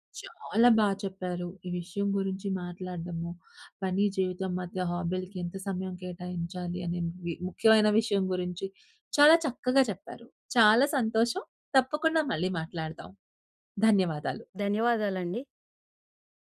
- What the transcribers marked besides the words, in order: none
- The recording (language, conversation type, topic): Telugu, podcast, పని, వ్యక్తిగత జీవితం రెండింటిని సమతుల్యం చేసుకుంటూ మీ హాబీకి సమయం ఎలా దొరకబెట్టుకుంటారు?